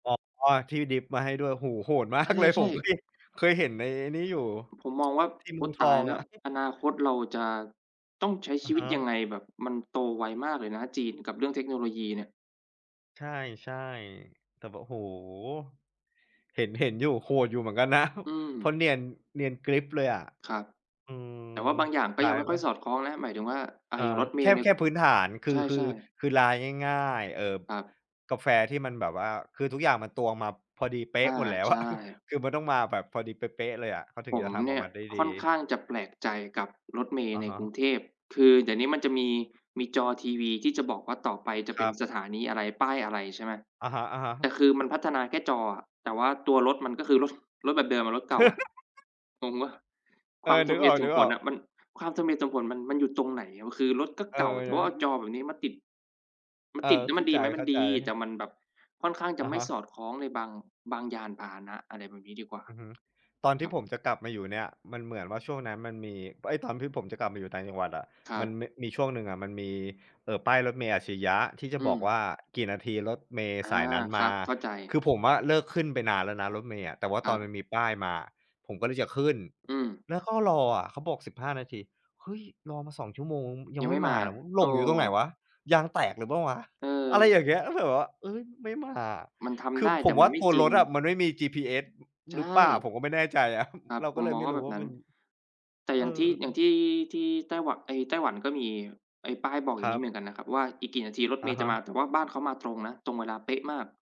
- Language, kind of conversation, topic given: Thai, unstructured, ข่าวเทคโนโลยีใหม่ล่าสุดส่งผลต่อชีวิตของเราอย่างไรบ้าง?
- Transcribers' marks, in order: laughing while speaking: "มากเลย"; tsk; chuckle; chuckle; laughing while speaking: "รถ"; laugh; chuckle; laughing while speaking: "อะ"